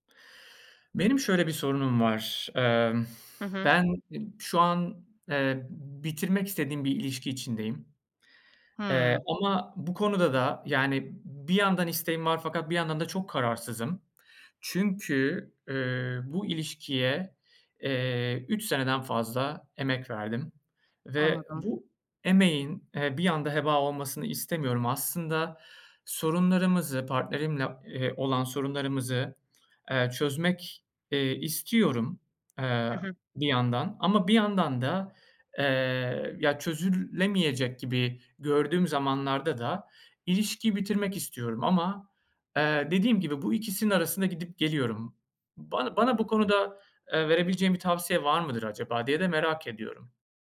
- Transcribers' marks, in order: other background noise; tapping; "çözülemeyecek" said as "çözüllemeyecek"
- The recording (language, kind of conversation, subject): Turkish, advice, İlişkimi bitirip bitirmemek konusunda neden kararsız kalıyorum?